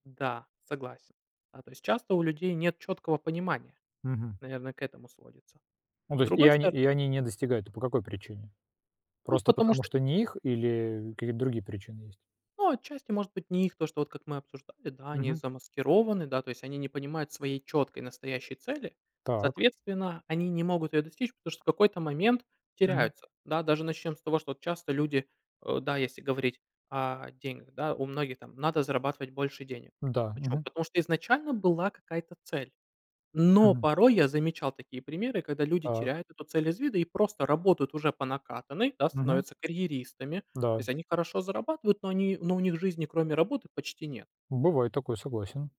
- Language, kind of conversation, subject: Russian, unstructured, Что мешает людям достигать своих целей?
- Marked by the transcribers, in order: tapping